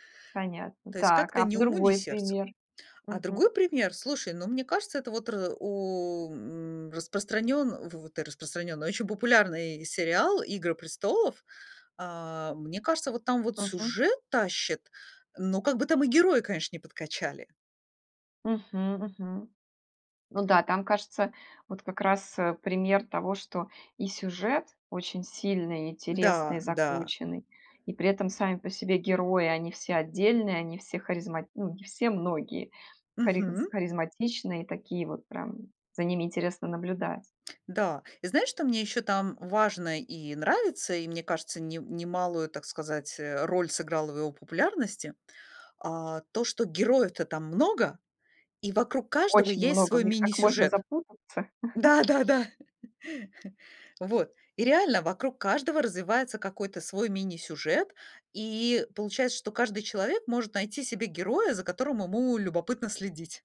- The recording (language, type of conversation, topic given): Russian, podcast, Что для тебя важнее — сюжет или герои?
- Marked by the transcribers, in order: chuckle